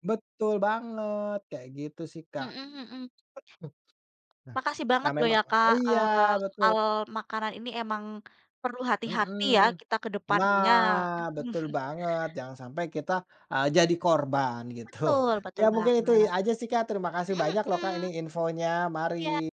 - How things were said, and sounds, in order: other background noise; laugh; laughing while speaking: "gitu"
- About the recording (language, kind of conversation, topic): Indonesian, unstructured, Apa yang membuat Anda marah ketika restoran tidak jujur tentang bahan makanan yang digunakan?